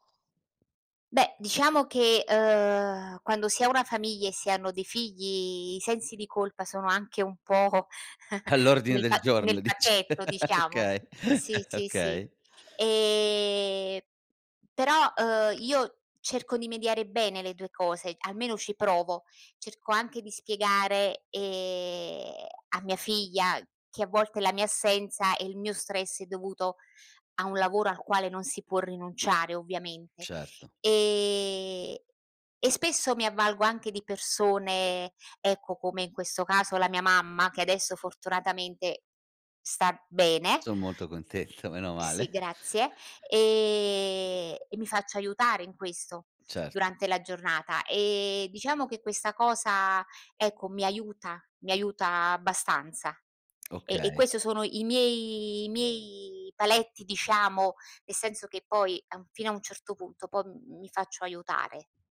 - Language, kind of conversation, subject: Italian, podcast, Come gestisci lo stress nella vita di tutti i giorni?
- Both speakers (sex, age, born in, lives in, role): female, 55-59, Italy, Italy, guest; male, 40-44, Italy, Italy, host
- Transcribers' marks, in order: laughing while speaking: "All'"; laughing while speaking: "pò"; chuckle; laughing while speaking: "dic!"; "dici" said as "dic"; laugh; chuckle; tapping; "Sono" said as "so"; laughing while speaking: "contento"; other background noise; "nel" said as "ne"; "poi" said as "pom"